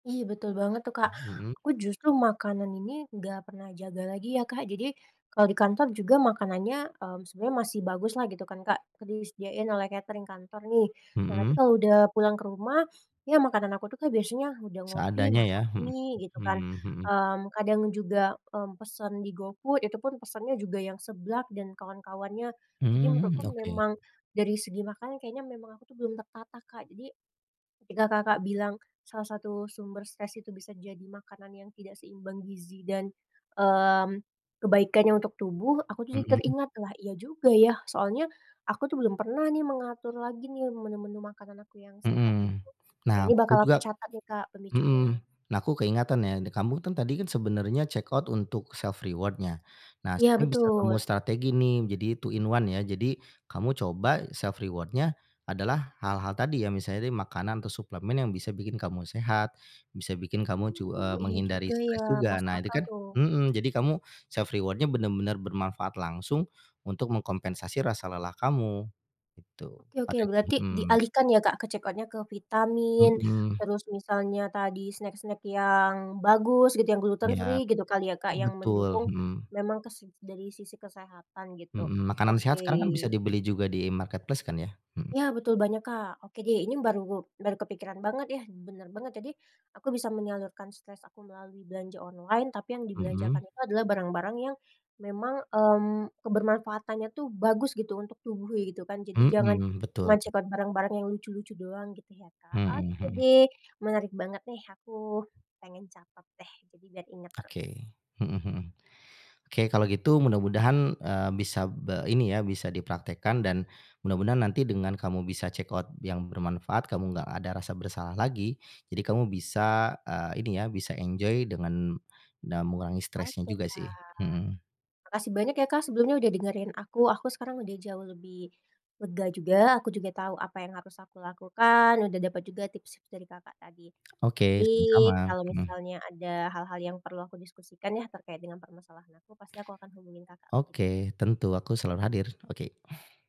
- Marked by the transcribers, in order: in English: "checkout"; in English: "self reward"; in English: "two in one"; in English: "self reward-nya"; in English: "self reward-nya"; unintelligible speech; in English: "checkout-nya"; in English: "gluten free"; in English: "marketplace"; other background noise; in English: "nge-check out"; in English: "check out"; in English: "enjoy"
- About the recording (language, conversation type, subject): Indonesian, advice, Mengapa saya sulit menahan godaan belanja daring saat sedang stres?